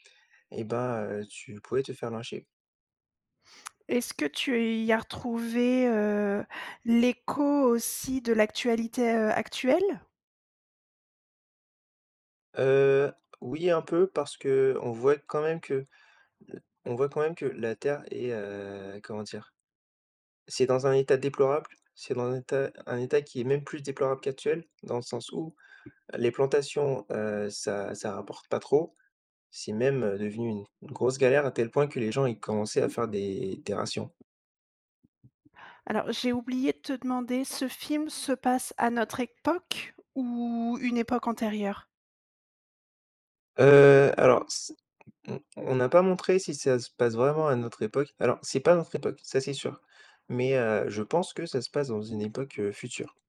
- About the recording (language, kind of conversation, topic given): French, podcast, Peux-tu me parler d’un film qui t’a marqué récemment ?
- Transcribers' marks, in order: other background noise; tapping; other noise